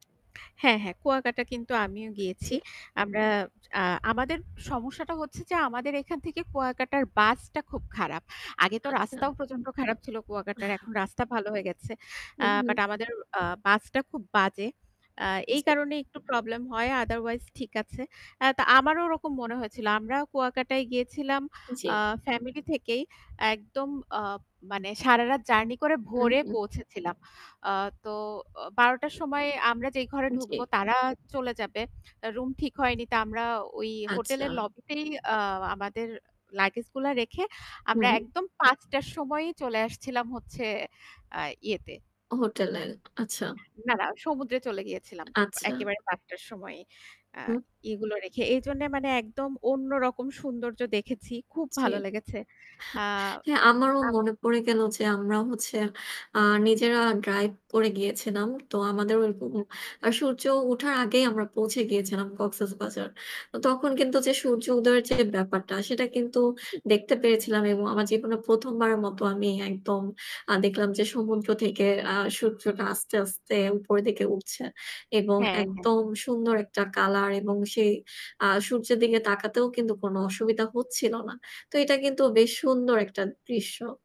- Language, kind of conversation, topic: Bengali, unstructured, আপনি কি কখনও কোনো ভ্রমণে এমন কোনো অদ্ভুত বা অসাধারণ কিছু দেখেছেন?
- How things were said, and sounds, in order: static; distorted speech; other background noise; horn; tapping